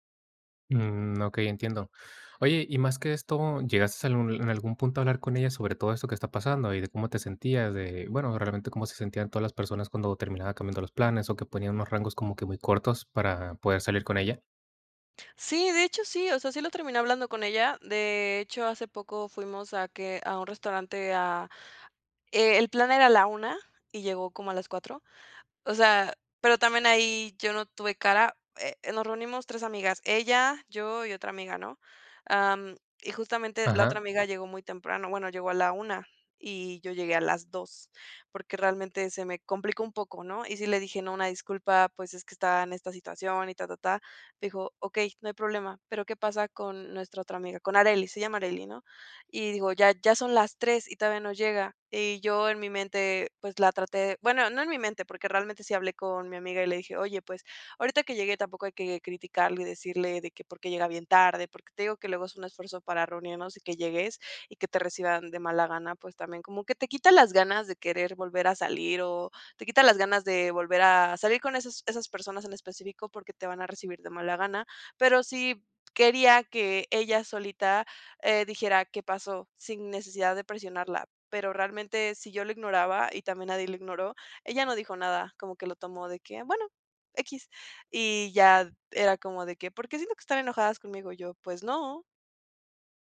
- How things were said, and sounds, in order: none
- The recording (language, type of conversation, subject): Spanish, advice, ¿Qué puedo hacer cuando un amigo siempre cancela los planes a última hora?